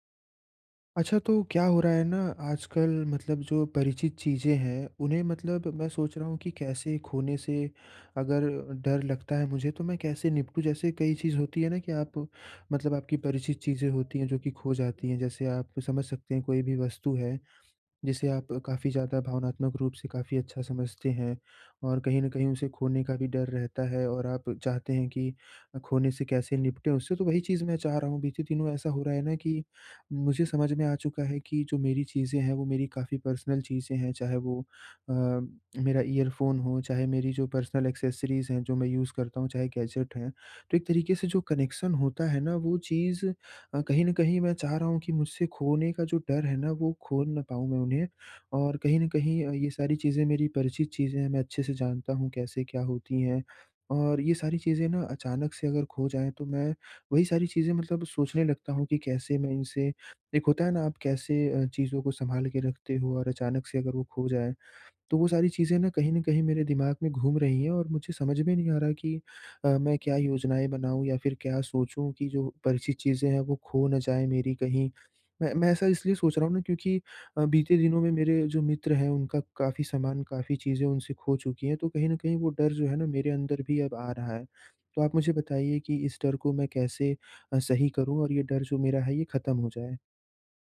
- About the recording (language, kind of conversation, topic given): Hindi, advice, परिचित चीज़ों के खो जाने से कैसे निपटें?
- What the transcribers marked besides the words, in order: in English: "पर्सनल"; in English: "ईयरफोन"; in English: "पर्सनल एक्सेसरीज़"; in English: "यूज़"; in English: "गैजेट"; in English: "कनेक्शन"